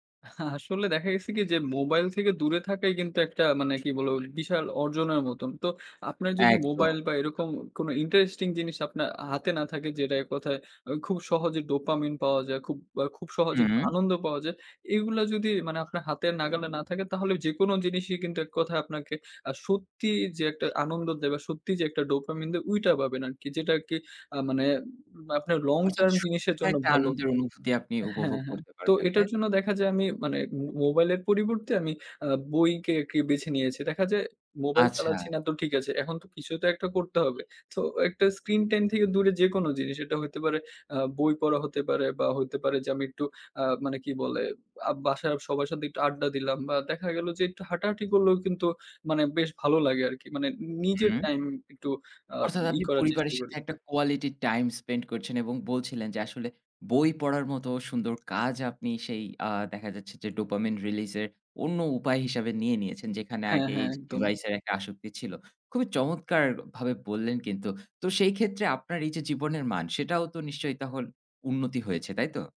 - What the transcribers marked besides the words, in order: in English: "long term"; in English: "quality time spend"; in English: "release"
- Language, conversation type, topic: Bengali, podcast, তোমার ঘুমের রুটিন কেমন, বলো তো?